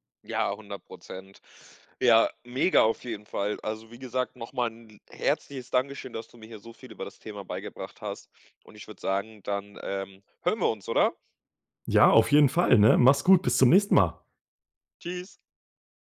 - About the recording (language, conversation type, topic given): German, podcast, Was ist dein liebstes Hobby?
- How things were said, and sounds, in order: joyful: "hören wir uns, oder?"